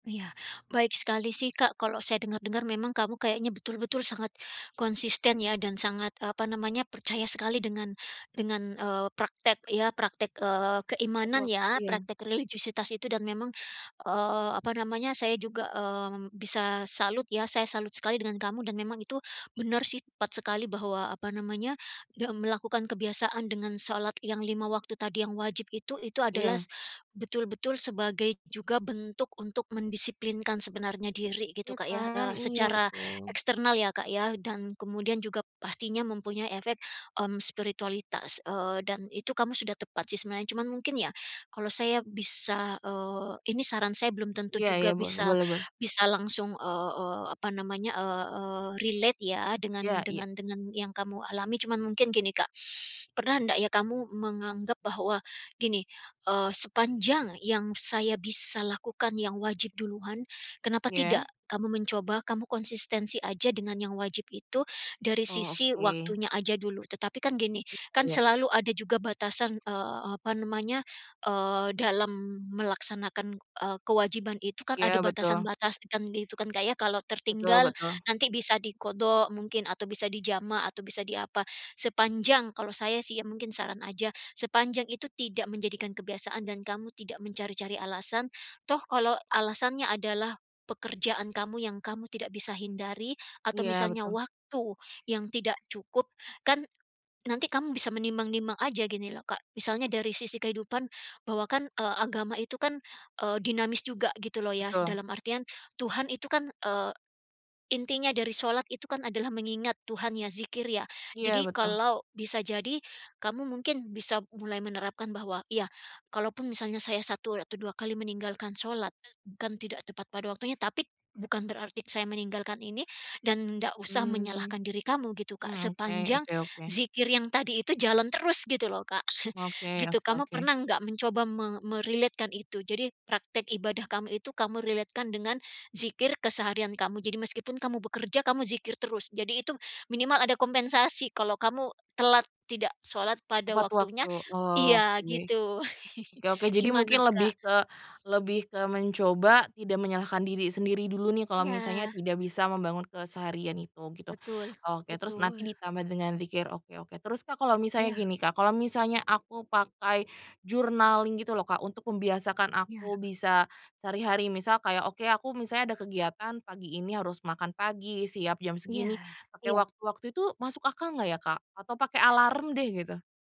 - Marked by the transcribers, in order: in English: "relate"; unintelligible speech; other background noise; chuckle; in English: "me-relate-kan"; in English: "relate-kan"; chuckle; in English: "journaling"
- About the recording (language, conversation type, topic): Indonesian, advice, Bagaimana cara menjaga konsistensi kebiasaan harian sederhana saya?